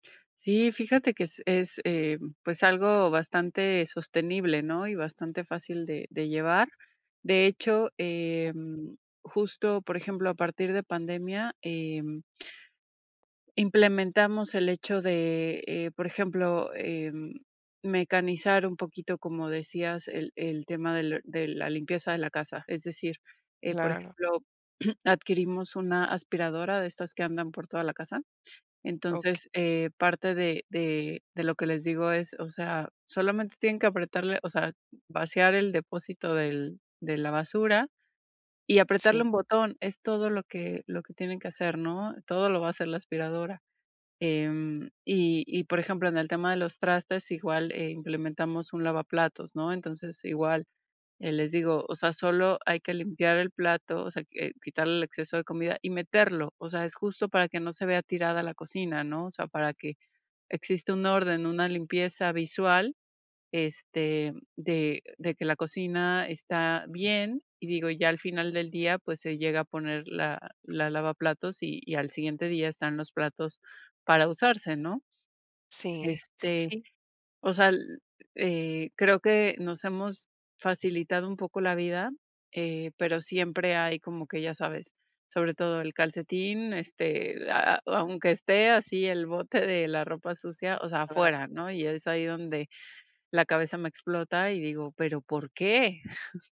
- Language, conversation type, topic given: Spanish, advice, ¿Cómo puedo crear rutinas diarias para evitar que mi casa se vuelva desordenada?
- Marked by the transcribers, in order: other noise; throat clearing; unintelligible speech; chuckle